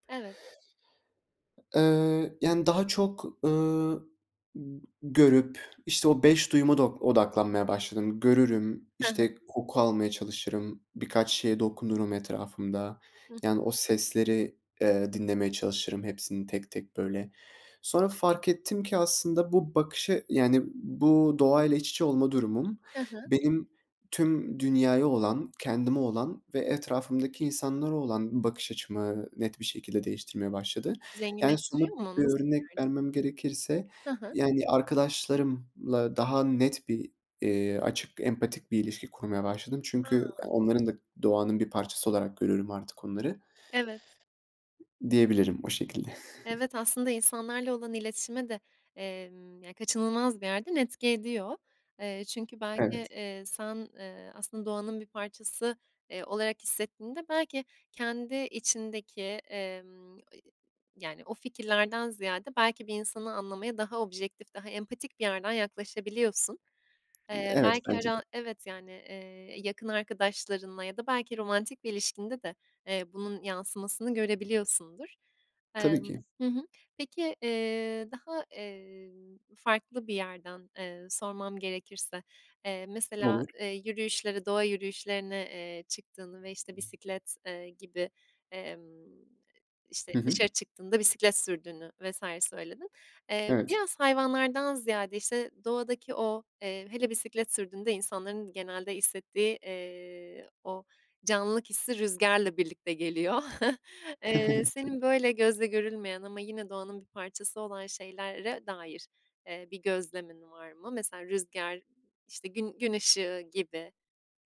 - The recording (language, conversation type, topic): Turkish, podcast, Doğada küçük şeyleri fark etmek sana nasıl bir bakış kazandırır?
- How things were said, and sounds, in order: other background noise; other noise; tapping; giggle; chuckle